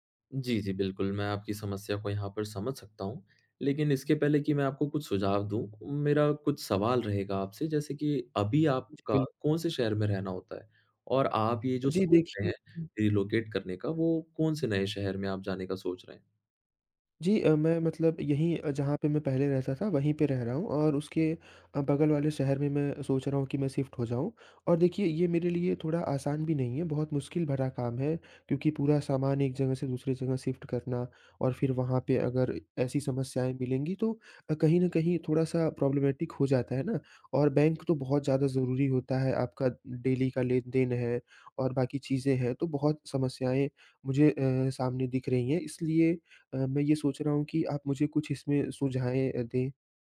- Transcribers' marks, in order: in English: "रिलोकेट"; in English: "शिफ्ट"; in English: "शिफ्ट"; in English: "प्रॉब्लेमेटिक"; in English: "डेली"
- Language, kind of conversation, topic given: Hindi, advice, नए स्थान पर डॉक्टर और बैंक जैसी सेवाएँ कैसे ढूँढें?